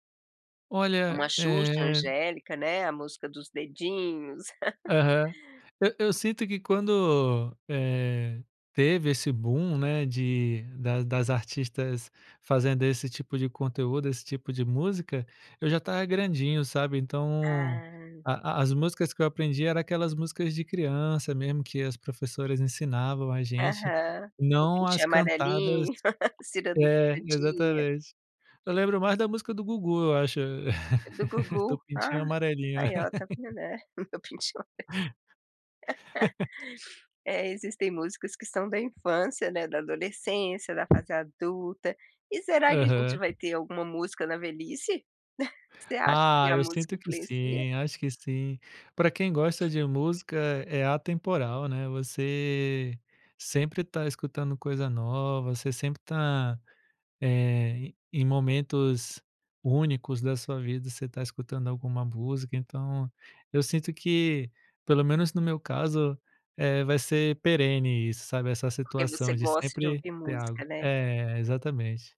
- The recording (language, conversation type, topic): Portuguese, podcast, Como você descobriu seu gosto musical?
- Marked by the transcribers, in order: tapping; chuckle; laugh; laugh; other background noise